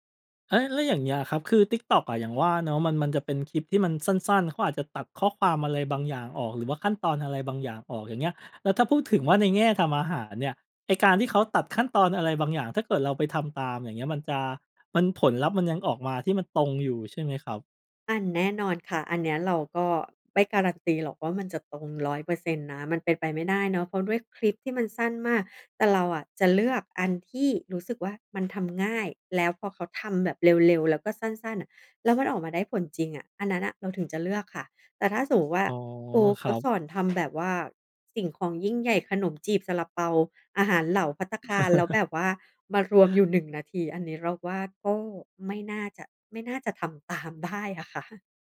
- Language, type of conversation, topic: Thai, podcast, เคยเจออุปสรรคตอนเรียนเองไหม แล้วจัดการยังไง?
- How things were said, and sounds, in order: other background noise; chuckle; laughing while speaking: "ตามได้"